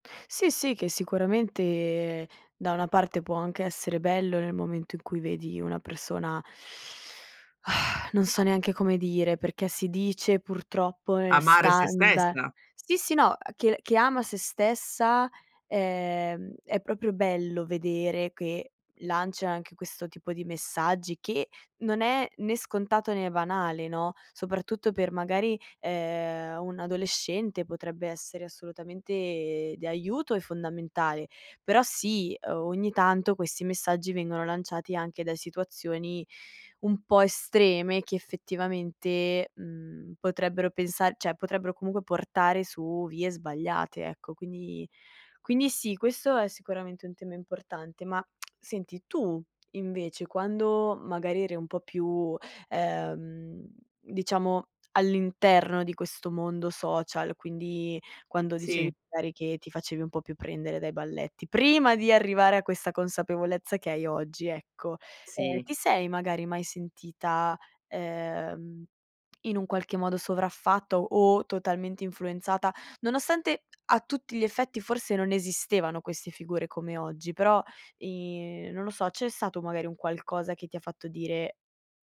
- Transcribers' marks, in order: lip trill; "cioè" said as "ceh"; lip smack
- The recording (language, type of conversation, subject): Italian, podcast, Come affronti le pressioni della moda sui social?